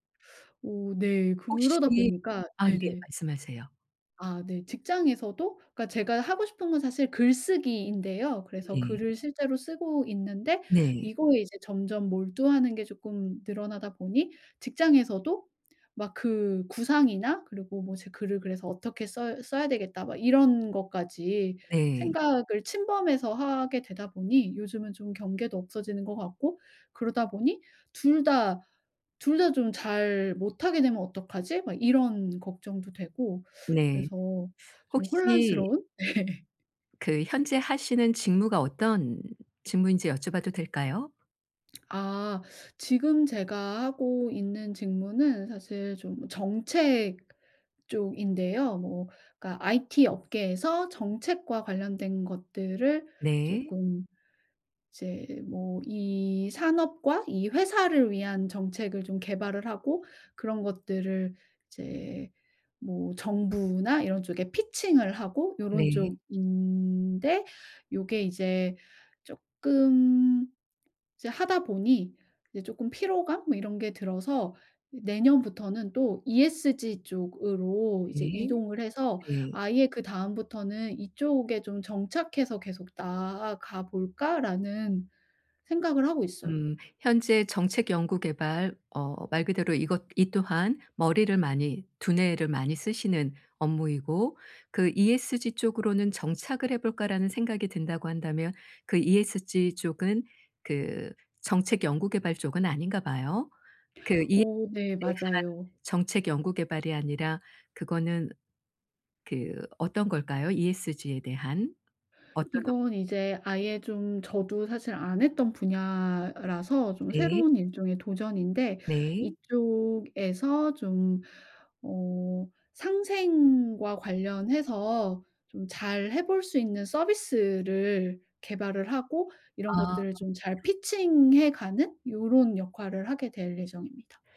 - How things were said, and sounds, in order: teeth sucking; teeth sucking; laughing while speaking: "네"; other background noise; tapping; in English: "피칭을"; in English: "피칭"
- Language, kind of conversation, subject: Korean, advice, 경력 목표를 어떻게 설정하고 장기 계획을 어떻게 세워야 할까요?